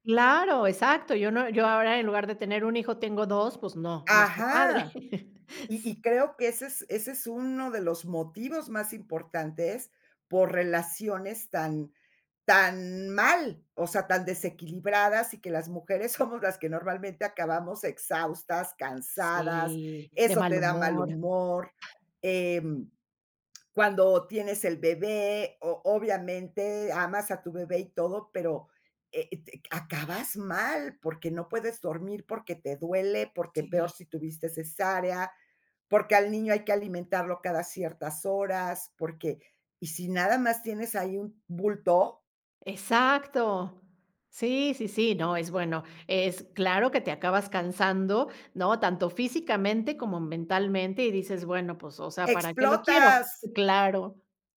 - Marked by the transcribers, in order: chuckle; other background noise
- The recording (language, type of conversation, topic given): Spanish, podcast, ¿Cómo se reparten las tareas del hogar entre los miembros de la familia?